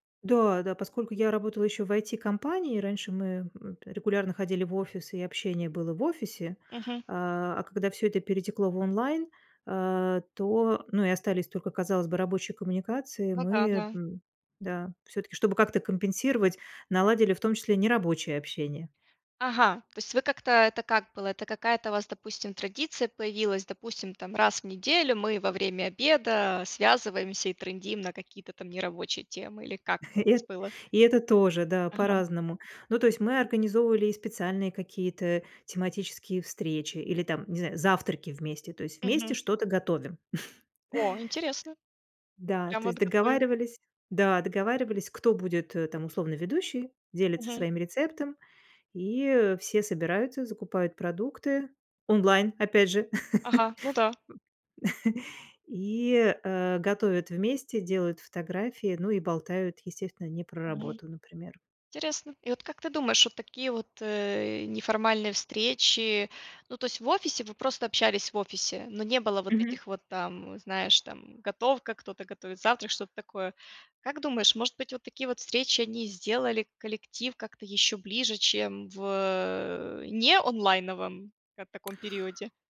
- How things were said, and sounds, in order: chuckle; chuckle; tapping; laugh; stressed: "не"
- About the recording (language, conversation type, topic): Russian, podcast, Как бороться с одиночеством в большом городе?